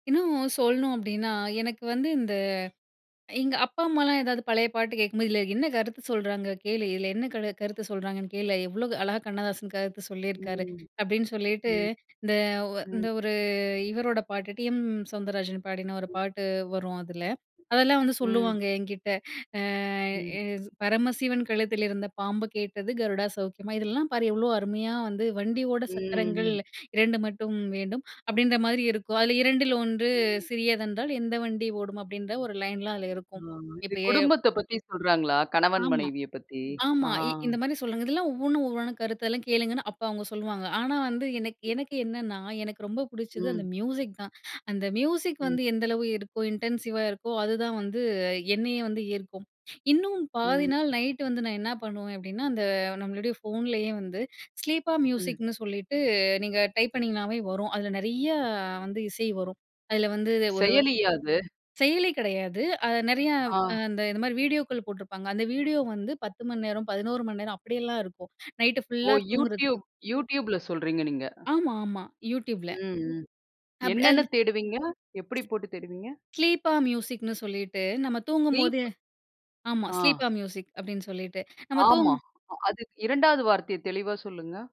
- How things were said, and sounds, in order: other background noise; drawn out: "அ"; in English: "லைன்லாம்"; in English: "இன்டென்சிவா"; in English: "ஸ்லீப்பா மியூசிக்ன்னு"; in English: "டைப்"; drawn out: "நெறைய"; in English: "ஸ்லீப்பா மியூசிக்ன்னு"; in English: "ஸ்லீப்பா மியூசிக்"
- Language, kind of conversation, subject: Tamil, podcast, மன அமைதிக்காக கேட்க ஒரு பாடலை நீங்கள் பரிந்துரைக்க முடியுமா?